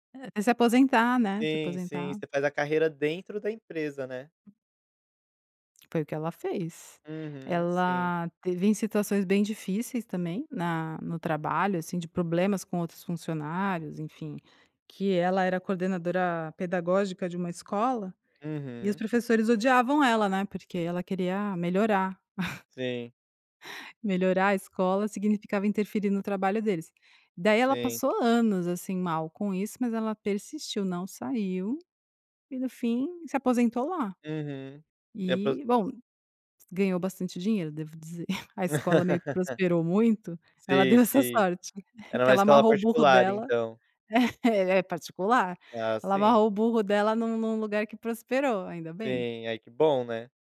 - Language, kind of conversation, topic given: Portuguese, podcast, Como você se convence a sair da zona de conforto?
- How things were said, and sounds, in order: other background noise; chuckle; chuckle; chuckle; laughing while speaking: "É"